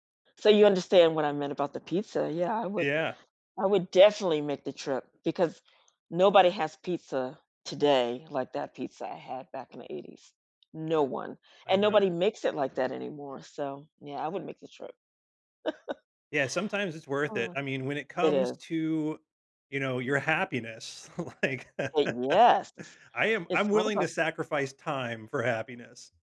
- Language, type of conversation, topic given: English, unstructured, How can I choose meals that make me feel happiest?
- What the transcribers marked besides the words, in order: other background noise; tapping; chuckle; laughing while speaking: "like"; laugh